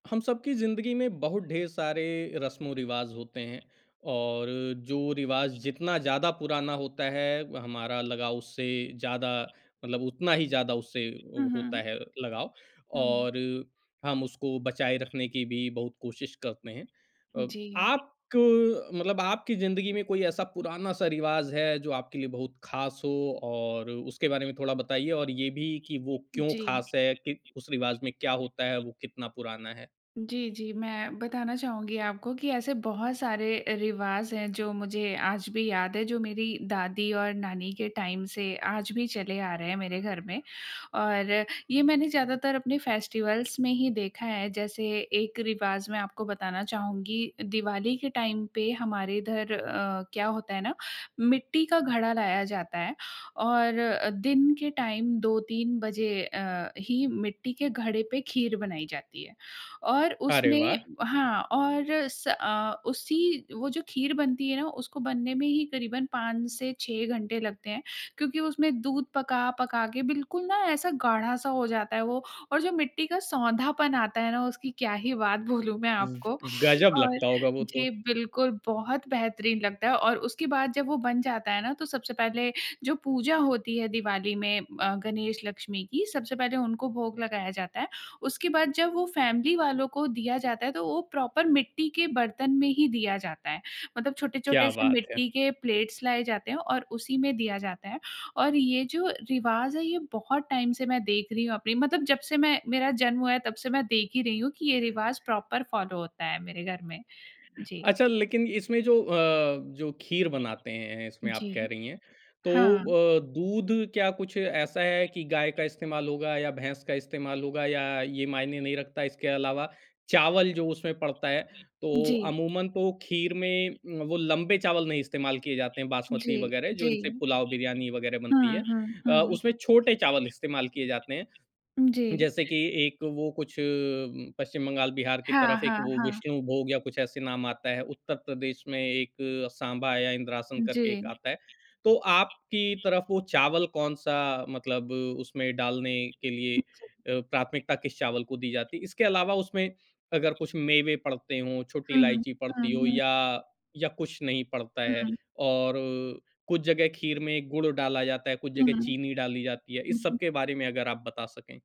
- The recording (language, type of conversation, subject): Hindi, podcast, किसी पुराने रिवाज़ को बचाए और आगे बढ़ाए रखने के व्यावहारिक तरीके क्या हैं?
- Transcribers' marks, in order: other background noise; in English: "टाइम"; in English: "फेस्टिवल्स"; in English: "टाइम"; in English: "टाइम"; laughing while speaking: "बोलूँ मैं आपको"; in English: "फैमिली"; in English: "प्रॉपर"; in English: "प्लेट्स"; in English: "टाइम"; in English: "प्रॉपर फॉलो"; tapping